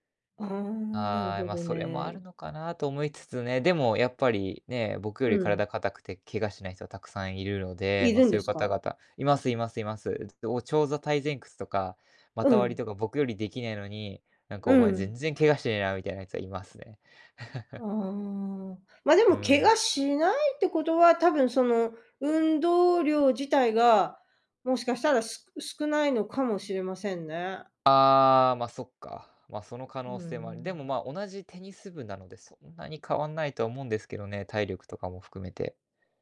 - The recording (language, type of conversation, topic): Japanese, advice, 運動やトレーニングの後、疲労がなかなか回復しないのはなぜですか？
- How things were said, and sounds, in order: unintelligible speech; chuckle; other background noise